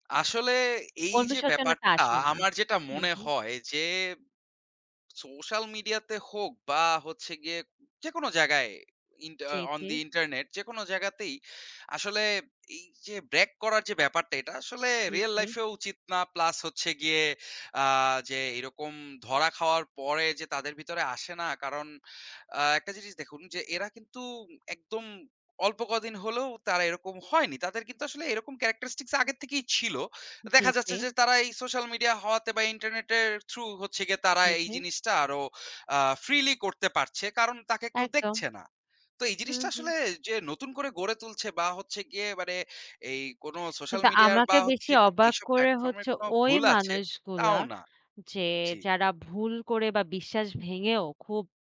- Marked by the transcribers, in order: in English: "on the internet"; in English: "characteristics"
- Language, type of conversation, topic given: Bengali, unstructured, মানুষের মধ্যে বিশ্বাস গড়ে তোলা কেন এত কঠিন?